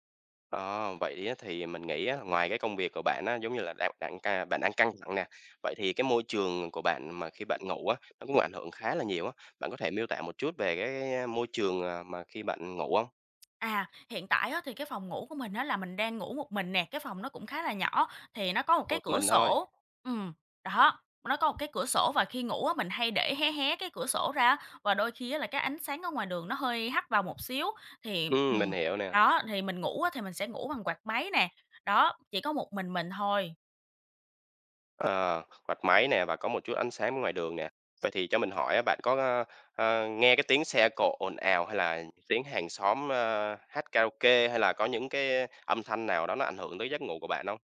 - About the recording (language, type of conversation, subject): Vietnamese, advice, Làm việc muộn khiến giấc ngủ của bạn bị gián đoạn như thế nào?
- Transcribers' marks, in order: tapping; other background noise